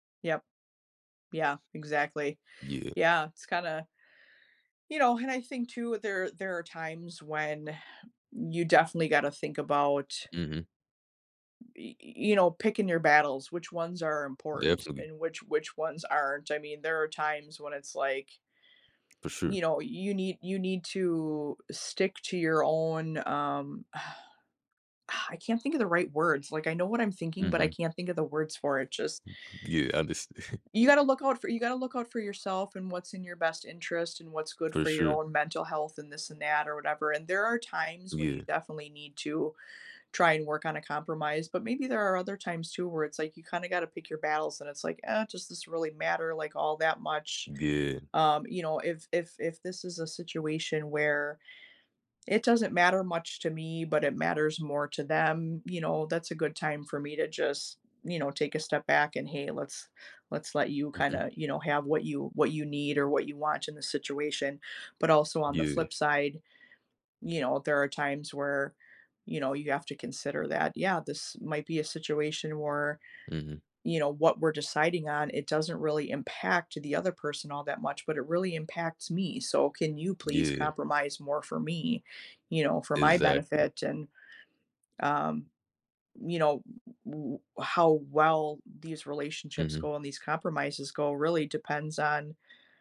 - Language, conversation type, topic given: English, unstructured, When did you have to compromise with someone?
- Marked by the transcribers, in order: other background noise; exhale; exhale; inhale; chuckle